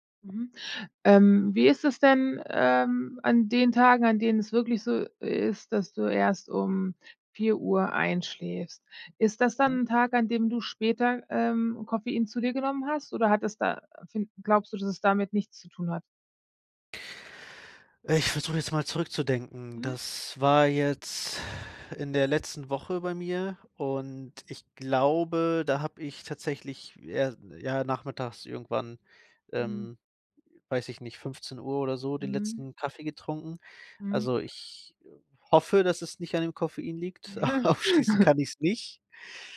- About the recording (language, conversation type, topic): German, advice, Warum kann ich trotz Müdigkeit nicht einschlafen?
- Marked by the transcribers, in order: other background noise; other noise; laughing while speaking: "ausschließen"; chuckle